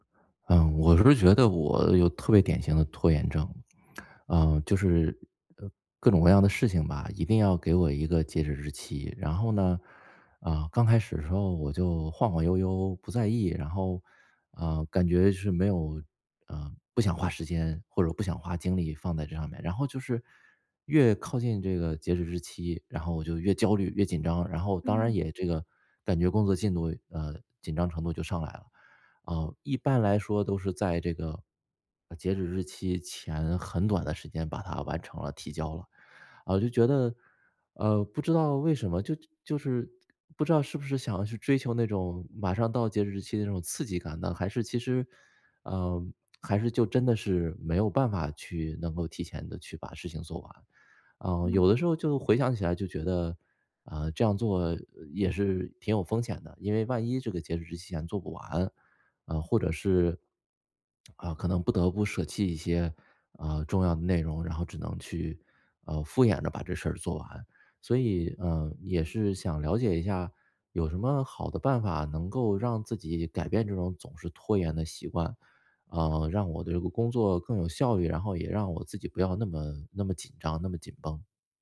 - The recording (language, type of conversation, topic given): Chinese, advice, 我怎样才能停止拖延并养成新习惯？
- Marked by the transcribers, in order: none